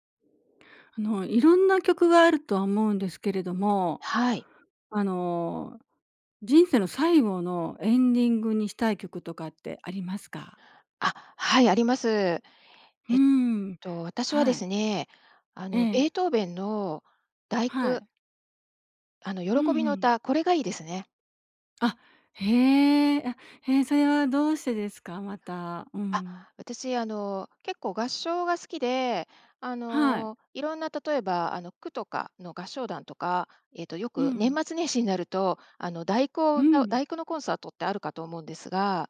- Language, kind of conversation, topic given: Japanese, podcast, 人生の最期に流したい「エンディング曲」は何ですか？
- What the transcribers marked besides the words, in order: other background noise